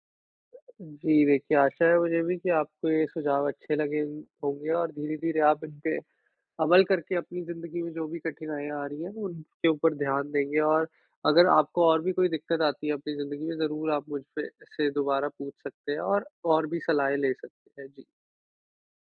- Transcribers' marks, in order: none
- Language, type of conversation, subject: Hindi, advice, रोज़मर्रा की दिनचर्या में मायने और आनंद की कमी
- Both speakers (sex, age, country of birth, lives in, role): female, 50-54, India, India, user; male, 20-24, India, India, advisor